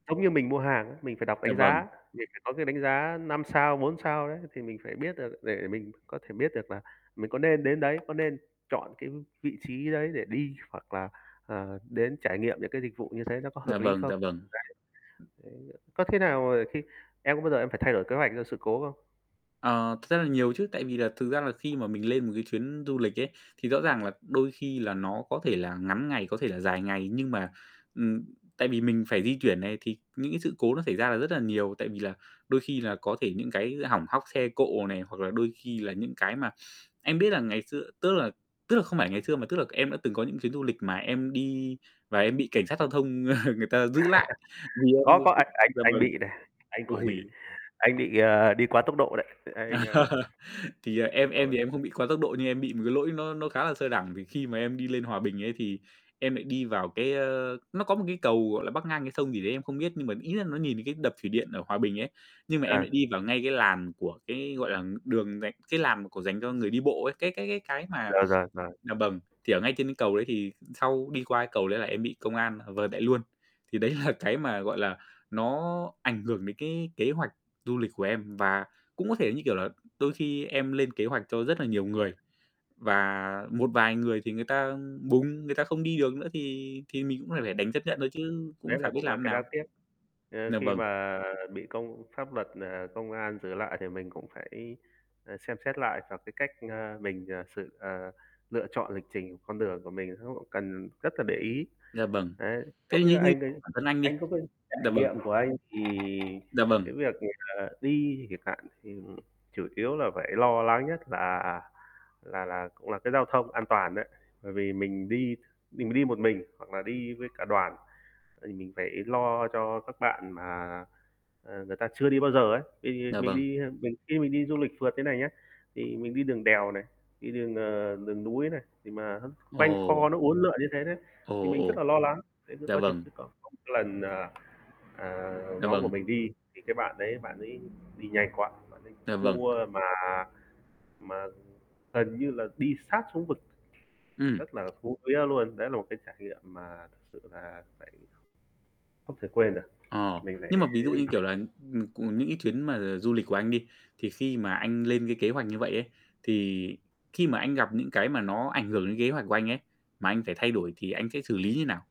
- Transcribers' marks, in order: other background noise; distorted speech; tapping; chuckle; chuckle; unintelligible speech; laughing while speaking: "Ôi"; laugh; mechanical hum; laughing while speaking: "là"; unintelligible speech; static; unintelligible speech; unintelligible speech; unintelligible speech
- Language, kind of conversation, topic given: Vietnamese, unstructured, Bạn thường lên kế hoạch cho một chuyến du lịch như thế nào?
- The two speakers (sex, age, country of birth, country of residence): male, 25-29, Vietnam, Vietnam; male, 30-34, Vietnam, Vietnam